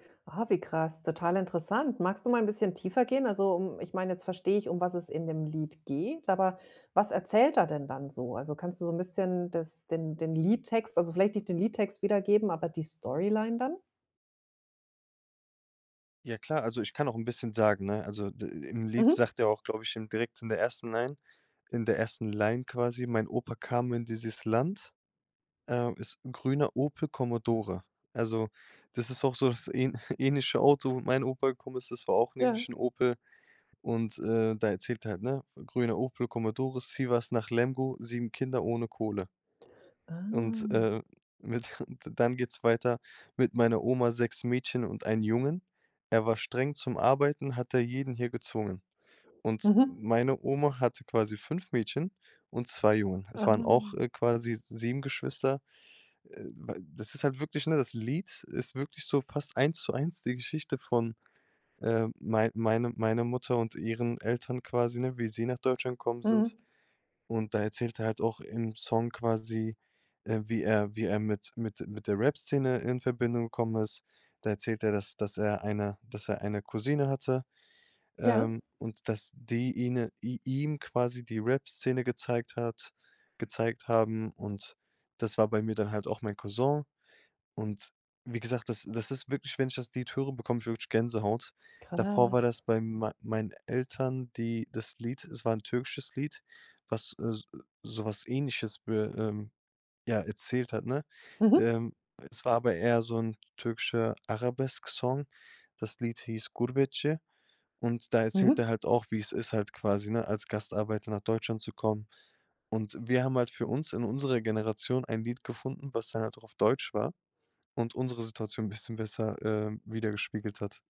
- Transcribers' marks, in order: in English: "Storyline"; chuckle; unintelligible speech; chuckle
- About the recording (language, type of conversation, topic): German, podcast, Wie nimmst du kulturelle Einflüsse in moderner Musik wahr?